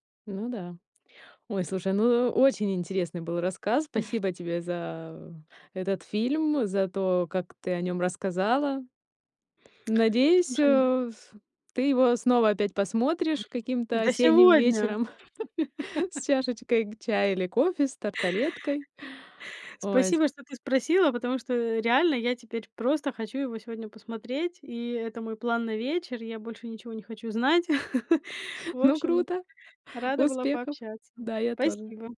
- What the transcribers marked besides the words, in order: laugh; tapping; chuckle; laugh; other noise; laugh
- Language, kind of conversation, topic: Russian, podcast, Какой фильм вы любите больше всего и почему он вам так близок?